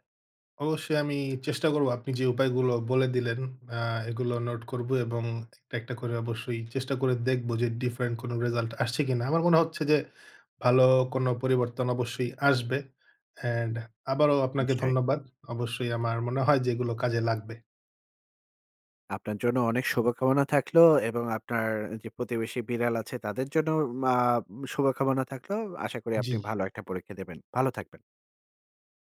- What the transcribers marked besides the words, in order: tapping; "ডিফারেন্ট" said as "ডিফারেন"
- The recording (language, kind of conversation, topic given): Bengali, advice, বর্তমান মুহূর্তে মনোযোগ ধরে রাখতে আপনার মন বারবার কেন বিচলিত হয়?